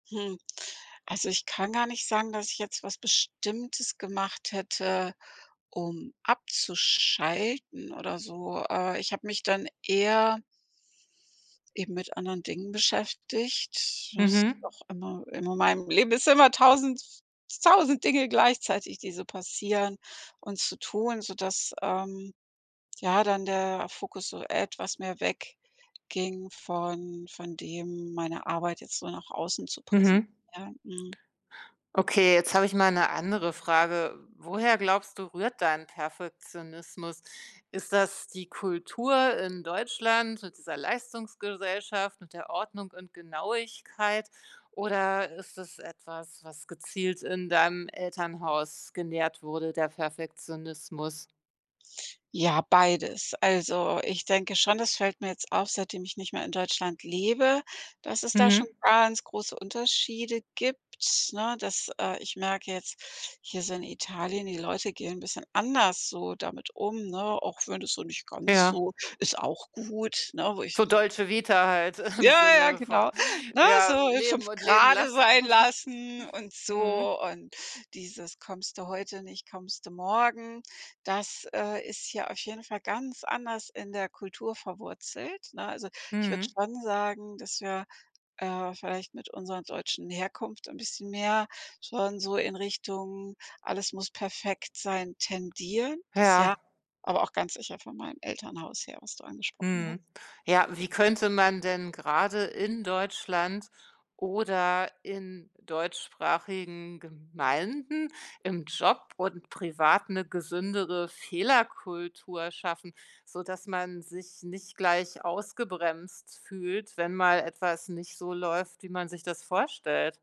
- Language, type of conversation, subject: German, podcast, Wie gehst du mit Perfektionismus im Alltag um?
- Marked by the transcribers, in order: other background noise; unintelligible speech; joyful: "ja, ja"; laughing while speaking: "im"; chuckle